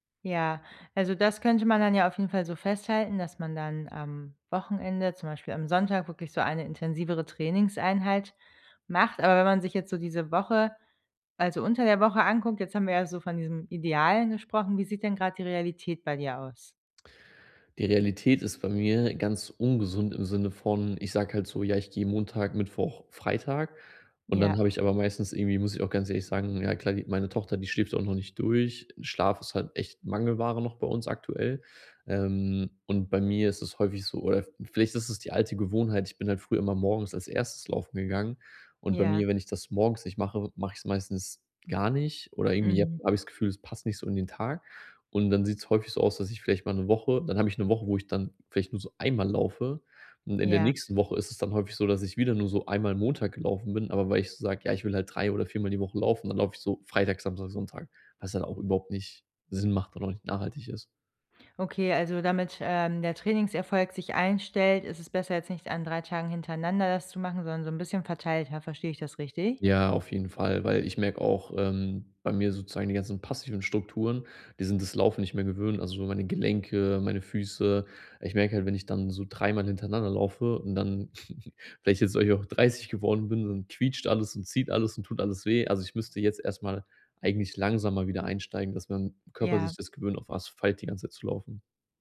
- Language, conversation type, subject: German, advice, Wie bleibe ich motiviert, wenn ich kaum Zeit habe?
- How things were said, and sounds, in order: chuckle